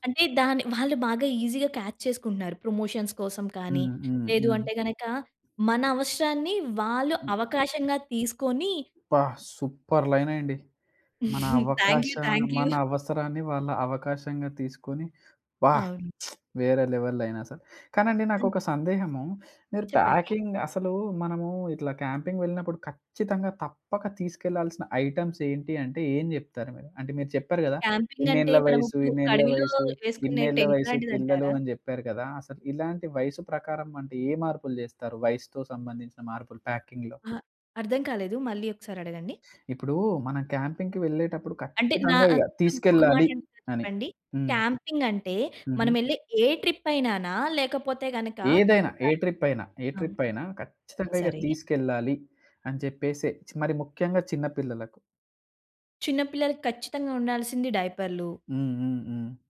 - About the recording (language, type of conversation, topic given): Telugu, podcast, చిన్నపిల్లలతో క్యాంపింగ్‌ను ఎలా సవ్యంగా నిర్వహించాలి?
- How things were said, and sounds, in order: in English: "కాచ్"; in English: "ప్రమోషన్స్"; other background noise; in English: "సూపర్"; laughing while speaking: "థాంక్ యూ. థాంక్ యూ"; in English: "థాంక్ యూ. థాంక్ యూ"; lip smack; in English: "లెవెల్"; in English: "ప్యాకింగ్"; in English: "క్యాంపింగ్"; in English: "ఐటెమ్స్"; in English: "క్యాంపింగ్"; in English: "టెంట్"; in English: "ప్యాకింగ్‌లో?"; in English: "క్యాంపింగ్‌కి"; in English: "క్యాంపింగ్"